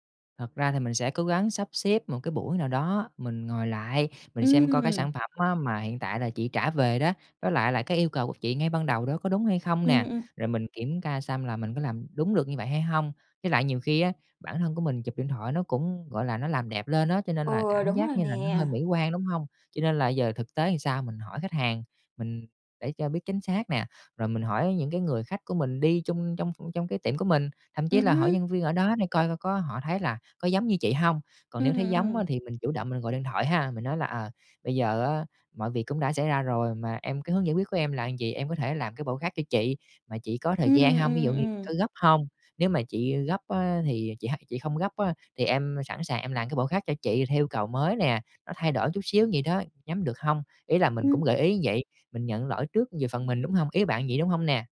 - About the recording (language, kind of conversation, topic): Vietnamese, advice, Bạn đã nhận phản hồi gay gắt từ khách hàng như thế nào?
- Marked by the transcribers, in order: "làm" said as "ừn"; other background noise; "như" said as "ưn"